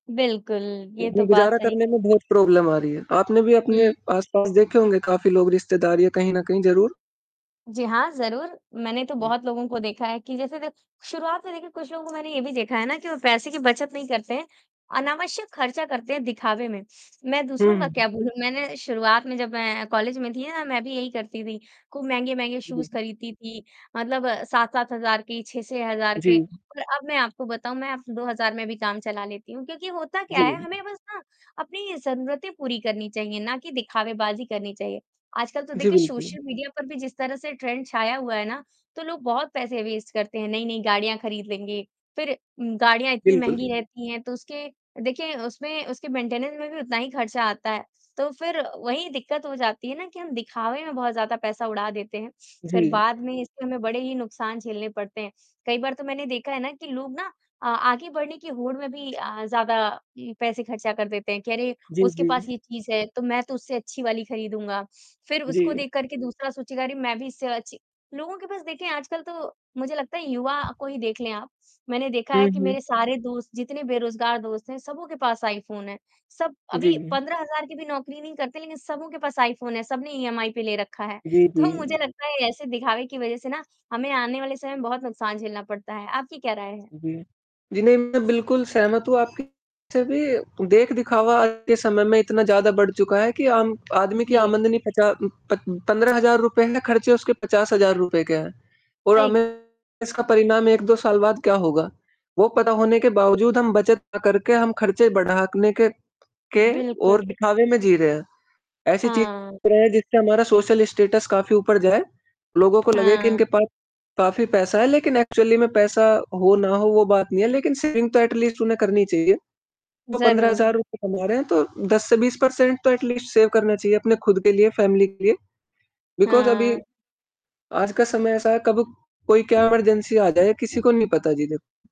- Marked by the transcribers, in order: static; distorted speech; in English: "प्रॉब्लम"; other background noise; other noise; in English: "शूज़"; in English: "ट्रेंड"; in English: "वेस्ट"; in English: "मेंटेनेंस"; in English: "ईएमआई"; in English: "सोशल स्टेटस"; in English: "एक्चुअली"; in English: "सेविंग"; in English: "एटलीस्ट"; in English: "पर्सेंट"; in English: "एटलीस्ट सेव"; in English: "फ़ैमिली"; in English: "बिकॉज़"; in English: "इमरजेंसी"
- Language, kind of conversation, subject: Hindi, unstructured, आपको पैसे की बचत क्यों ज़रूरी लगती है?